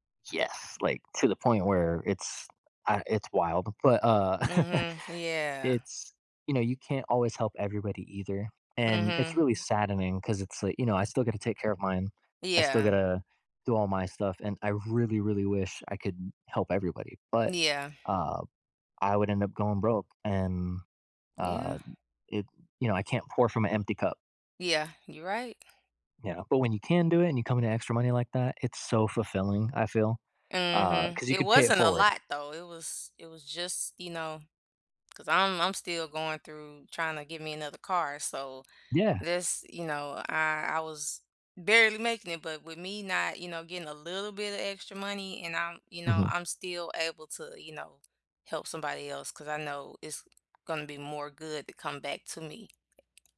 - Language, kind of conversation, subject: English, unstructured, What good news have you heard lately that made you smile?
- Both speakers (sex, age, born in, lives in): female, 35-39, United States, United States; male, 20-24, United States, United States
- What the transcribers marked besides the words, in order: chuckle; tapping; other background noise